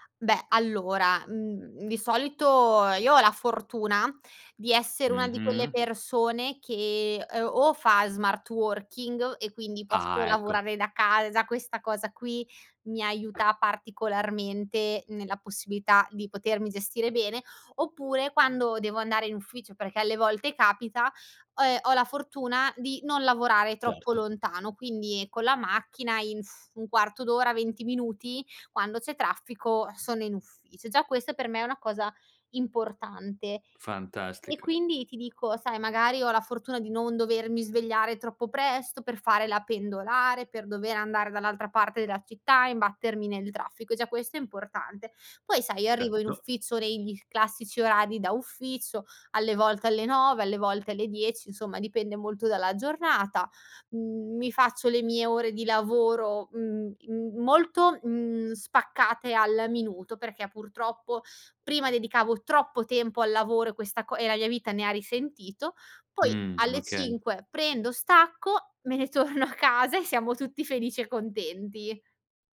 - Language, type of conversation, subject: Italian, podcast, Cosa significa per te l’equilibrio tra lavoro e vita privata?
- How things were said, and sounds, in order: tapping; blowing; "ufficio" said as "uffizzo"; laughing while speaking: "me ne torno"